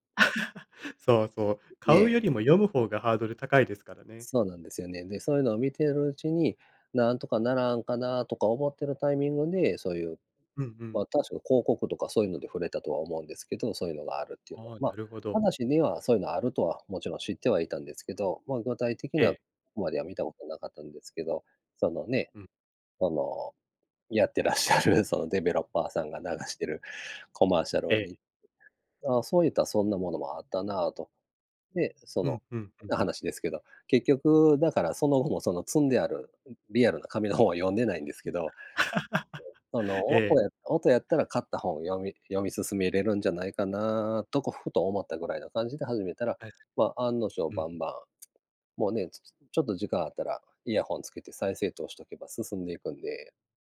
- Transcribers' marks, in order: chuckle; other noise; laughing while speaking: "やってらっしゃる"; in English: "デベロッパー"; unintelligible speech; unintelligible speech; laugh
- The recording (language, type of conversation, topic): Japanese, unstructured, 最近ハマっていることはありますか？